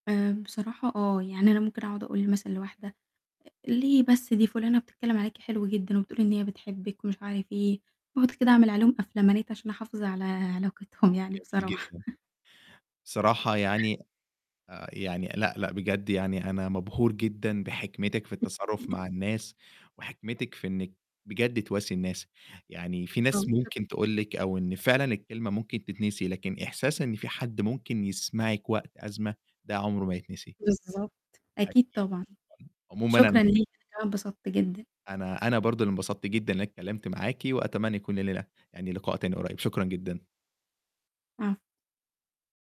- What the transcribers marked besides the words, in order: static; distorted speech; chuckle; other background noise; unintelligible speech; unintelligible speech; unintelligible speech
- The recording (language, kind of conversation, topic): Arabic, podcast, إزاي تقدر تسمع حد بجد وتفهمه، مش بس تسمع كلامه؟